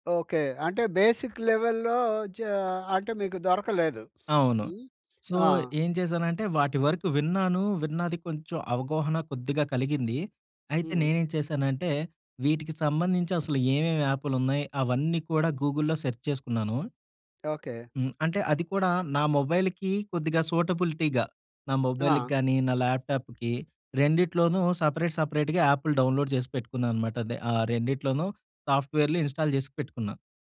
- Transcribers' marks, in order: in English: "బేసిక్ లెవెల్‌లో"; in English: "సో"; in English: "గూగుల్‌లో సెర్చ్"; in English: "మొబైల్‌కి"; in English: "సూటబిలిటీ‌గా"; in English: "మొబైల్‌కి"; tapping; in English: "ల్యాప్‌టాప్‌కి"; in English: "సెపరేట్ సెపరేట్‌గా"; in English: "డౌన్‌లోడ్"; in English: "ఇన్‌స్టాల్"
- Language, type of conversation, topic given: Telugu, podcast, స్వీయ అభ్యాసం కోసం మీ రోజువారీ విధానం ఎలా ఉంటుంది?